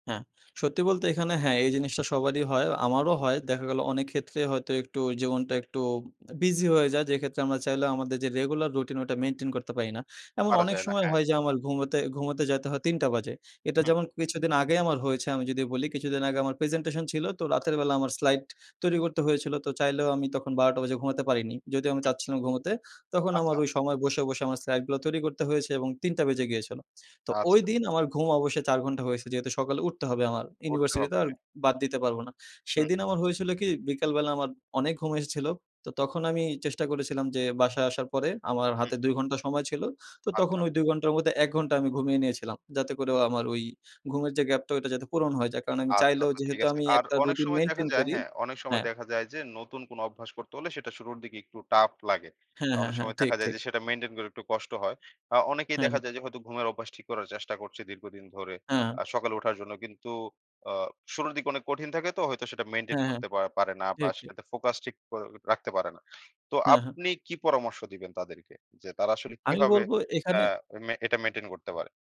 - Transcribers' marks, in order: tapping; other background noise
- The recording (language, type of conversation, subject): Bengali, podcast, দিনটা ভালো কাটাতে তুমি সকালে কীভাবে রুটিন সাজাও?